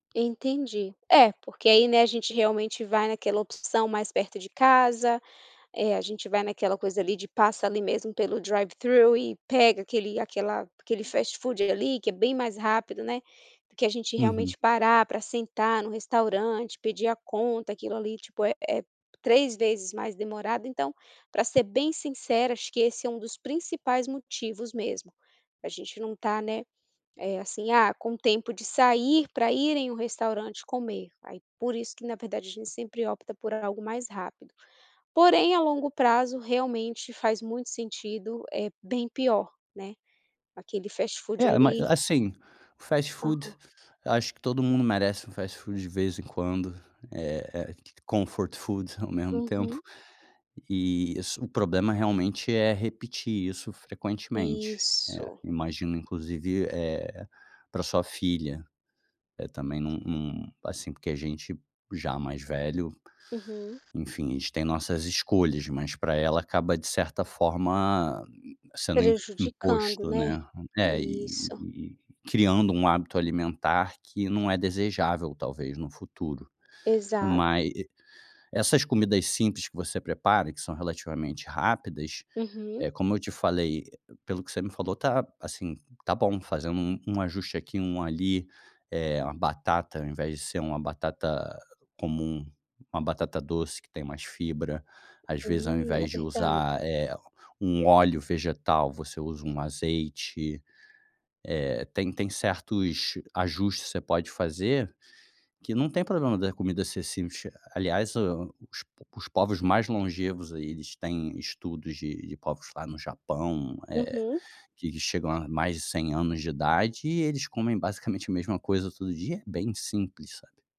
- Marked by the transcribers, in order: put-on voice: "drive-thru"; in English: "confort food"; drawn out: "Isso"
- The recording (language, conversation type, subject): Portuguese, advice, Por que me falta tempo para fazer refeições regulares e saudáveis?